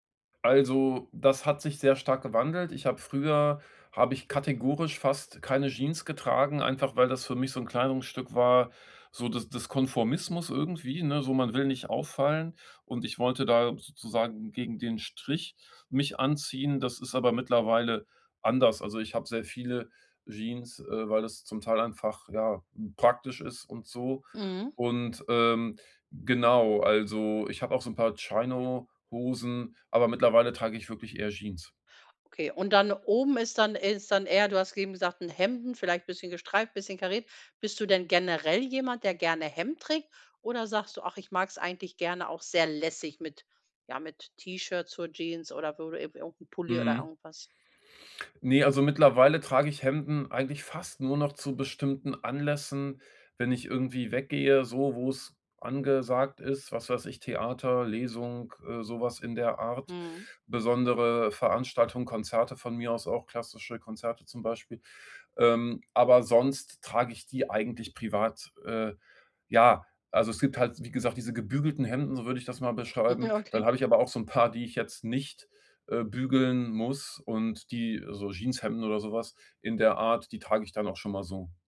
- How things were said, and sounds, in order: put-on voice: "Chino"; stressed: "fast"; chuckle
- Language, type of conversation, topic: German, podcast, Wie findest du deinen persönlichen Stil, der wirklich zu dir passt?